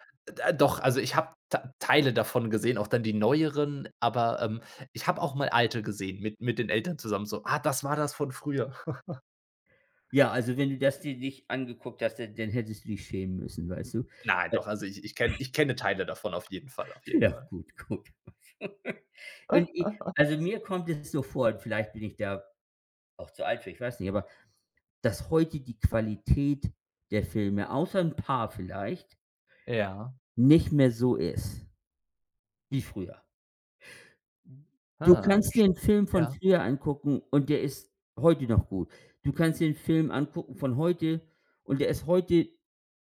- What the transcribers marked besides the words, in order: other background noise; laugh; snort; tapping; laughing while speaking: "Ja, gut, gut"; chuckle; giggle
- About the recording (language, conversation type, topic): German, unstructured, Was macht für dich eine gute Fernsehserie aus?